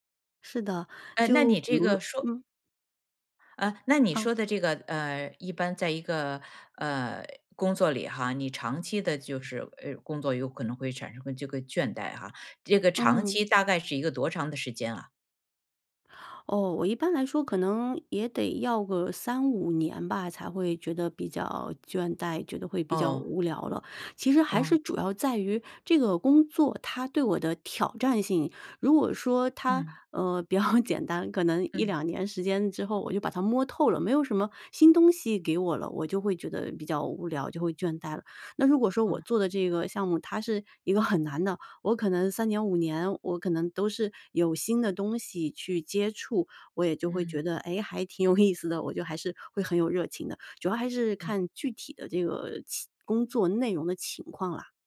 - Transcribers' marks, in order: laughing while speaking: "比较"; laughing while speaking: "意思"
- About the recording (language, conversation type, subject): Chinese, podcast, 你是怎么保持长期热情不退的？